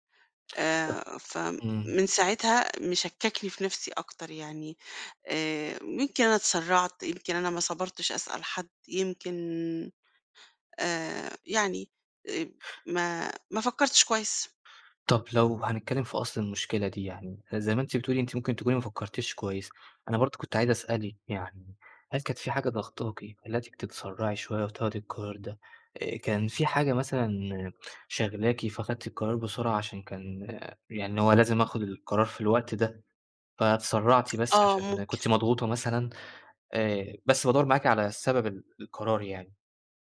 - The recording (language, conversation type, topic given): Arabic, advice, إزاي أتجنب إني أأجل قرار كبير عشان خايف أغلط؟
- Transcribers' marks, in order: none